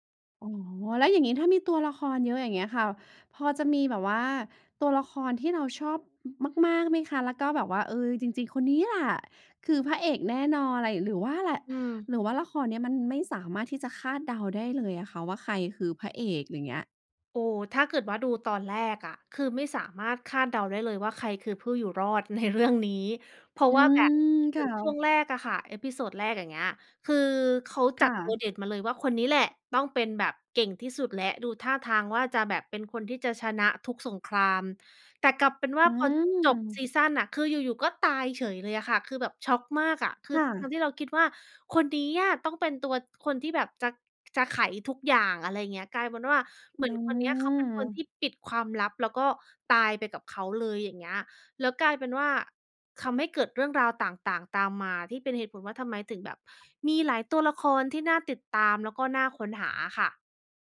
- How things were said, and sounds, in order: stressed: "นี้แหละ"; laughing while speaking: "ในเรื่อง"; drawn out: "อืม"
- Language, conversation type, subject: Thai, podcast, อะไรที่ทำให้หนังเรื่องหนึ่งโดนใจคุณได้ขนาดนั้น?